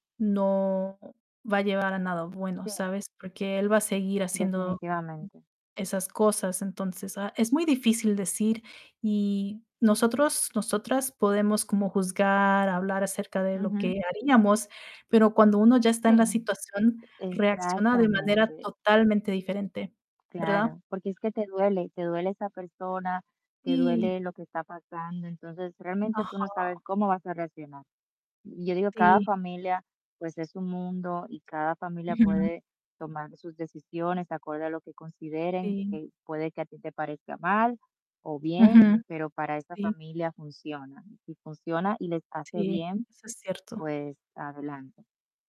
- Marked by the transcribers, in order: static; other background noise; distorted speech; tapping
- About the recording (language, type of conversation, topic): Spanish, unstructured, ¿Deberías intervenir si ves que un familiar está tomando malas decisiones?
- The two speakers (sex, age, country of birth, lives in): female, 30-34, United States, United States; female, 35-39, Dominican Republic, United States